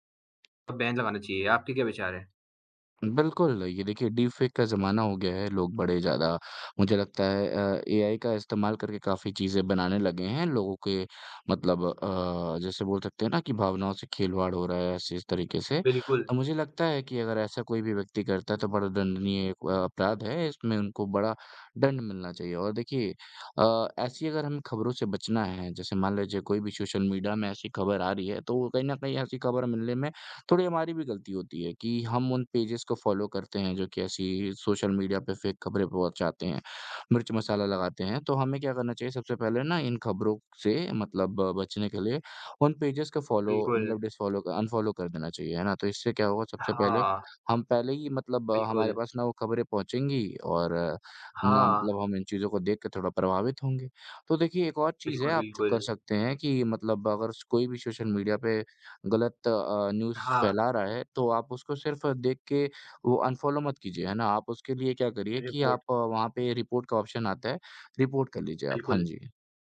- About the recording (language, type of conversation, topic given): Hindi, unstructured, आपको क्या लगता है कि सोशल मीडिया पर झूठी खबरें क्यों बढ़ रही हैं?
- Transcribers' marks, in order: tapping; in English: "डीप फेक"; other background noise; in English: "पेजेज़"; in English: "फ़ॉलो"; in English: "फेक"; in English: "पेजेज़"; in English: "फ़ॉलो"; in English: "डिस फ़ॉलो अनफ़ॉलो"; in English: "न्यूज़"; in English: "अनफ़ॉलो"; in English: "रिपोर्ट"; in English: "रिपोर्ट"; in English: "ऑप्शन"; in English: "रिपोर्ट"